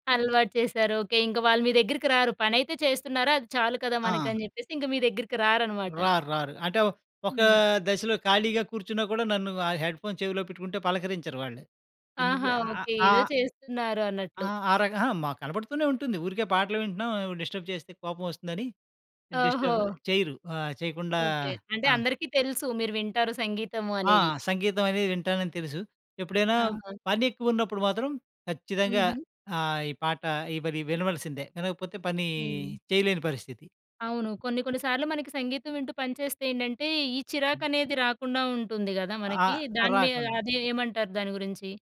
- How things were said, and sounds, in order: other background noise; in English: "హెడ్‌ఫోన్"; in English: "డిస్టర్బ్"; in English: "డిస్టర్బ్"
- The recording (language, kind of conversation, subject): Telugu, podcast, సంగీతం మీ ఏకాగ్రతకు సహాయపడుతుందా?
- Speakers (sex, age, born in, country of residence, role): female, 30-34, India, India, host; male, 50-54, India, India, guest